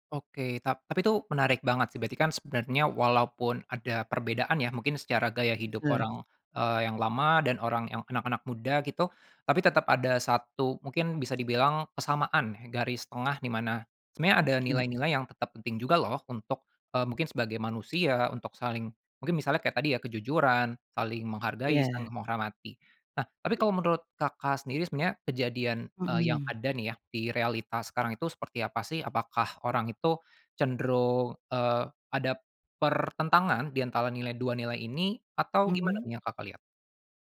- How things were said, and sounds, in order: none
- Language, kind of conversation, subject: Indonesian, podcast, Bagaimana kamu menyeimbangkan nilai-nilai tradisional dengan gaya hidup kekinian?